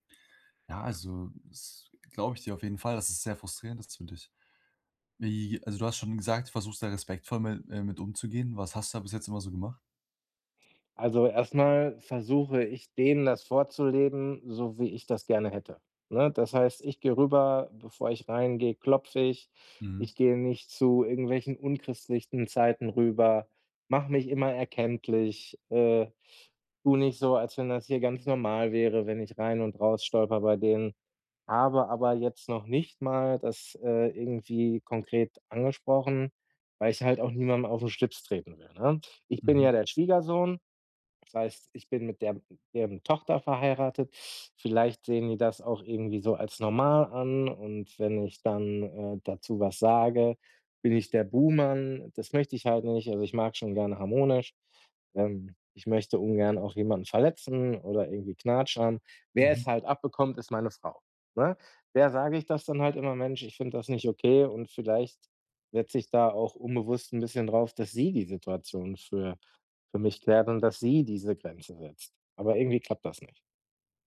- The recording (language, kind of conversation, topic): German, advice, Wie setze ich gesunde Grenzen gegenüber den Erwartungen meiner Familie?
- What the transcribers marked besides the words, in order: stressed: "sie"; stressed: "sie"